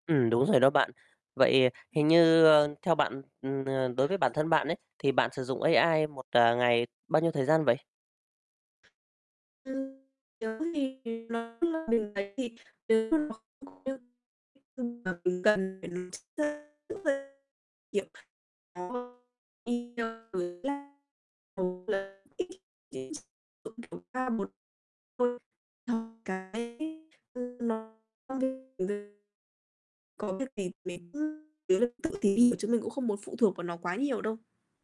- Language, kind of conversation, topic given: Vietnamese, podcast, Bạn thấy trí tuệ nhân tạo đã thay đổi đời sống hằng ngày như thế nào?
- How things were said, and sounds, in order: unintelligible speech; other background noise; distorted speech; unintelligible speech; unintelligible speech; unintelligible speech; unintelligible speech; unintelligible speech